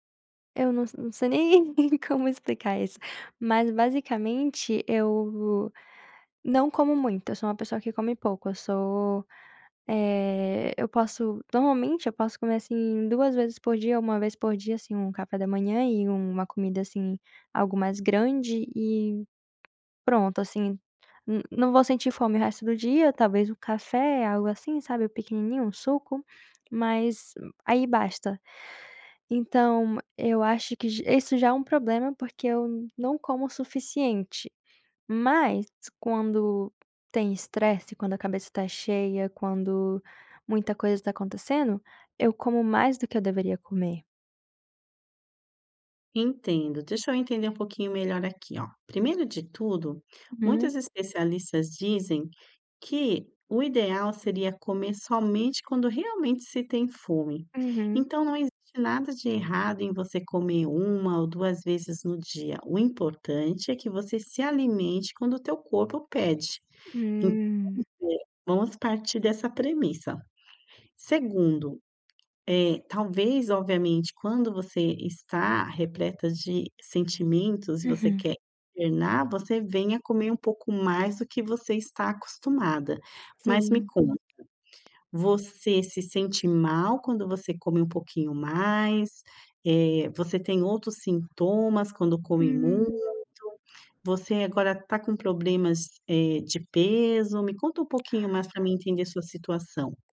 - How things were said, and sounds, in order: unintelligible speech; tapping
- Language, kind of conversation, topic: Portuguese, advice, Como é que você costuma comer quando está estressado(a) ou triste?